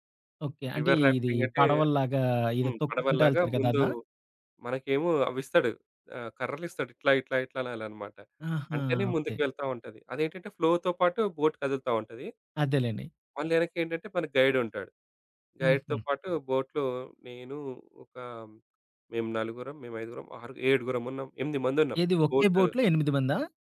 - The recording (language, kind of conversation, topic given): Telugu, podcast, రేడియో వినడం, స్నేహితులతో పక్కాగా సమయం గడపడం, లేక సామాజిక మాధ్యమాల్లో ఉండడం—మీకేం ఎక్కువగా ఆకర్షిస్తుంది?
- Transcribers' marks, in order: other background noise; in English: "రివర్ రాఫ్టింగ్"; in English: "ఫ్లోతో"; in English: "బోట్"; in English: "గైడ్"; in English: "గైడ్‌తో"; in English: "బోట్‌లో"